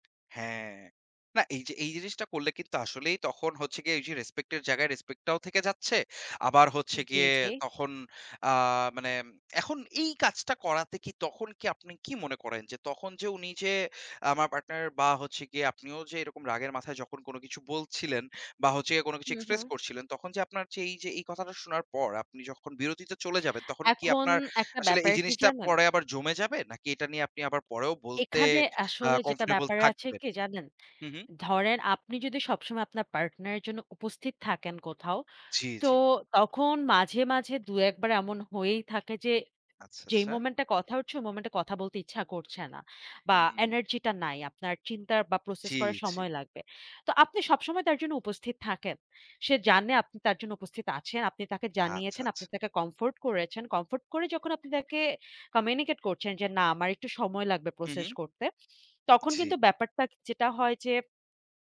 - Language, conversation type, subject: Bengali, unstructured, আপনার মতে, ঝগড়া হওয়ার পর কীভাবে শান্তি ফিরিয়ে আনা যায়?
- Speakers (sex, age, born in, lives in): female, 20-24, Bangladesh, Bangladesh; male, 25-29, Bangladesh, Bangladesh
- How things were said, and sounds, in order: sniff